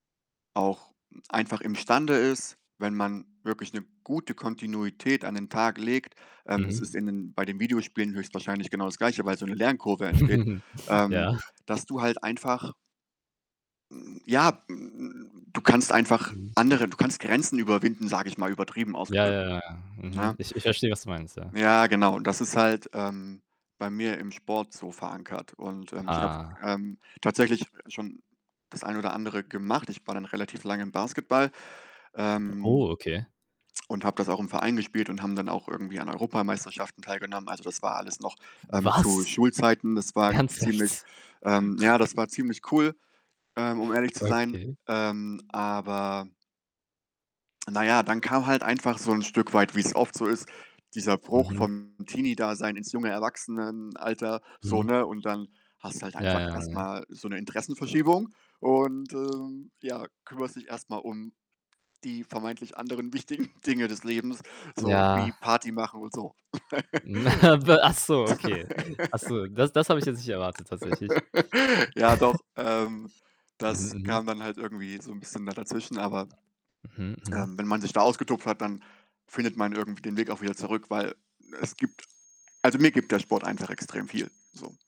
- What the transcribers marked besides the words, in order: distorted speech; chuckle; snort; other background noise; drawn out: "hm"; tsk; surprised: "Was?"; laughing while speaking: "Ernsthaft?"; snort; tapping; laughing while speaking: "wichtigen"; chuckle; laugh; chuckle; other noise; tsk
- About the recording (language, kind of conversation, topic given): German, unstructured, Was hast du durch dein Hobby über dich selbst gelernt?